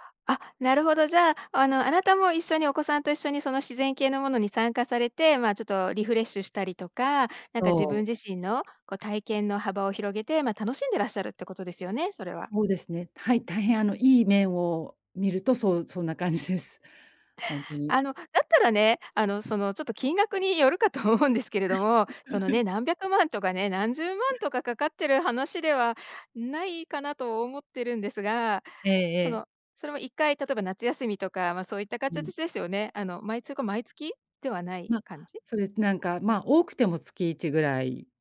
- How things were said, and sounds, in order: laughing while speaking: "感じです"; laughing while speaking: "よるかと思うんですけれども"; chuckle
- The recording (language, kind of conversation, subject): Japanese, advice, 毎月決まった額を貯金する習慣を作れないのですが、どうすれば続けられますか？